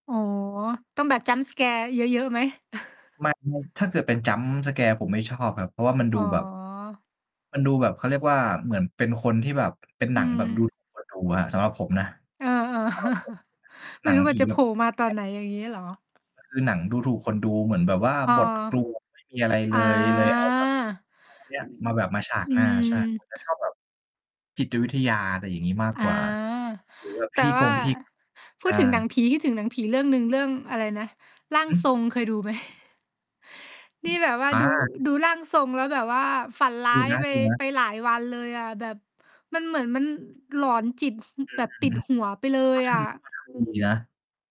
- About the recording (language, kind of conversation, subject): Thai, unstructured, ถ้าคุณต้องเลือกงานอดิเรกใหม่ คุณอยากลองทำอะไร?
- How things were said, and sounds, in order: in English: "Jump scare"; chuckle; distorted speech; in English: "Jump scare"; mechanical hum; chuckle; tapping; other noise; other background noise; chuckle